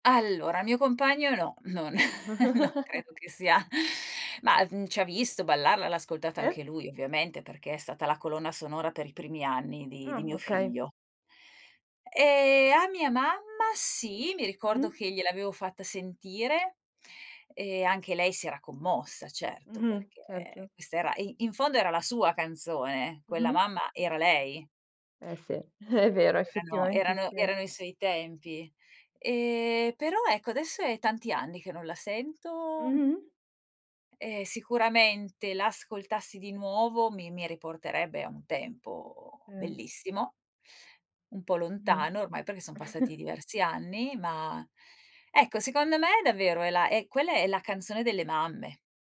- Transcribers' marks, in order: chuckle; laughing while speaking: "non credo che sia"; chuckle; drawn out: "Ehm"; laughing while speaking: "è"; drawn out: "Ehm"; drawn out: "sento"; drawn out: "tempo"; chuckle
- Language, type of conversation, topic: Italian, podcast, Hai un ricordo legato a una canzone della tua infanzia che ti commuove ancora?